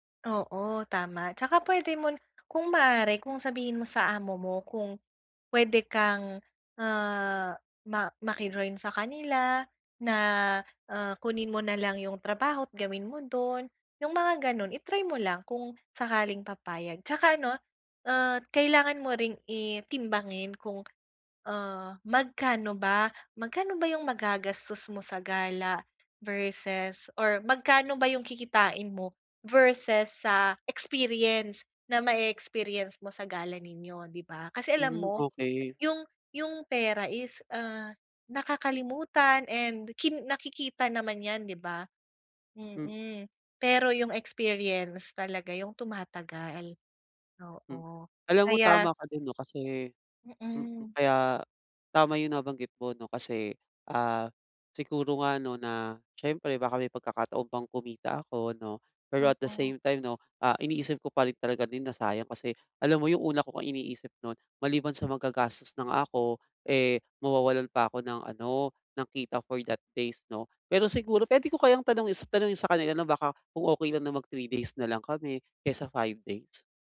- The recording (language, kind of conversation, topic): Filipino, advice, Paano ko dapat timbangin ang oras kumpara sa pera?
- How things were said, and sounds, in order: in English: "at the same time"